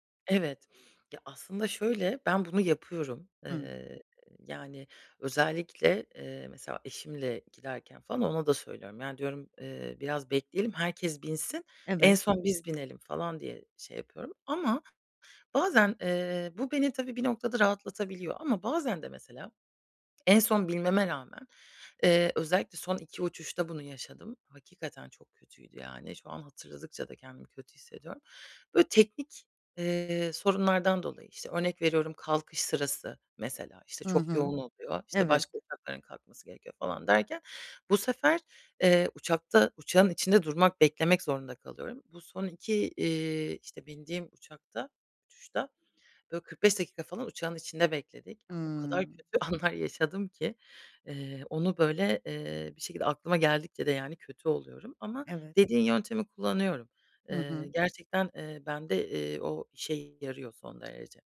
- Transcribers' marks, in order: other background noise; laughing while speaking: "anlar"
- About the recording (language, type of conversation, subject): Turkish, advice, Tatil sırasında seyahat stresini ve belirsizlikleri nasıl yönetebilirim?